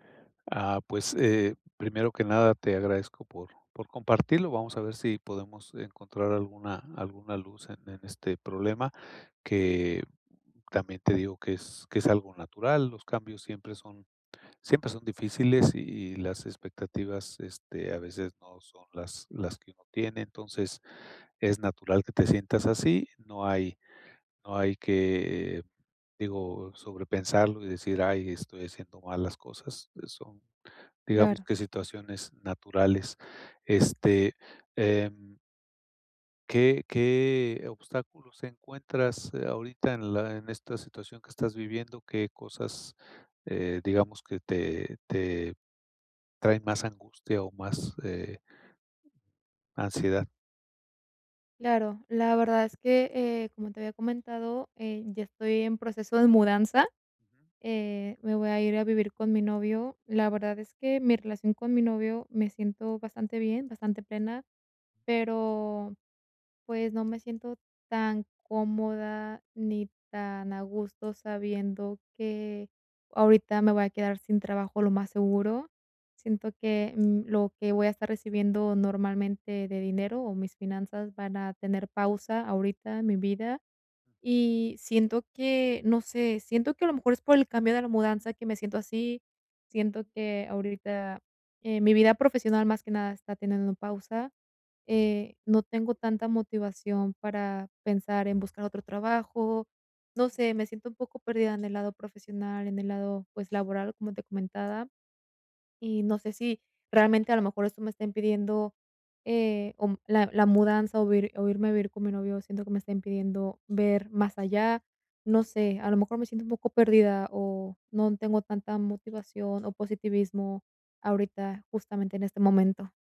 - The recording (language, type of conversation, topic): Spanish, advice, ¿Cómo puedo mantener mi motivación durante un proceso de cambio?
- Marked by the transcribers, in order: other background noise